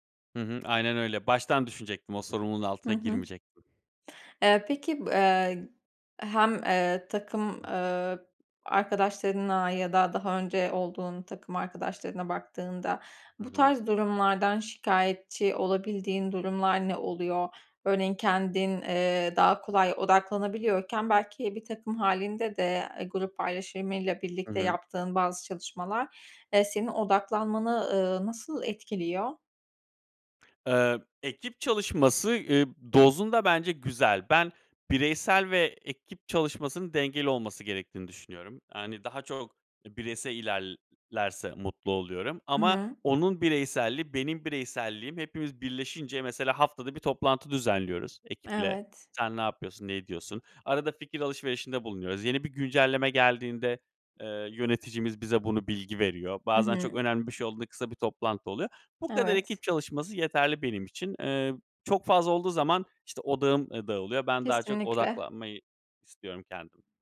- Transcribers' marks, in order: none
- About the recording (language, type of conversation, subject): Turkish, podcast, Gelen bilgi akışı çok yoğunken odaklanmanı nasıl koruyorsun?